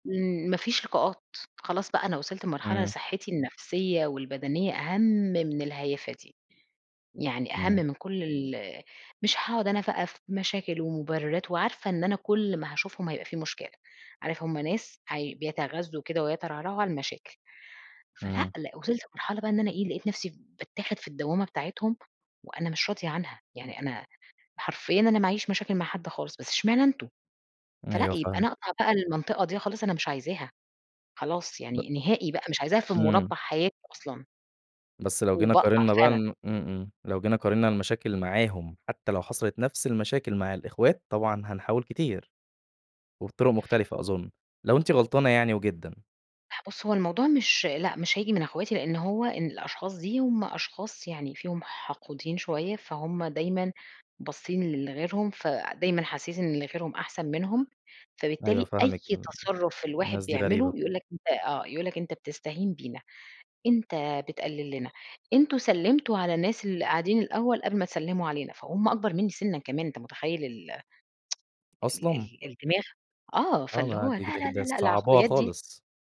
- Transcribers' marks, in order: other background noise; tsk; tapping
- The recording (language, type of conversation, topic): Arabic, podcast, إيه أحسن طريقة عندك إنك تعتذر؟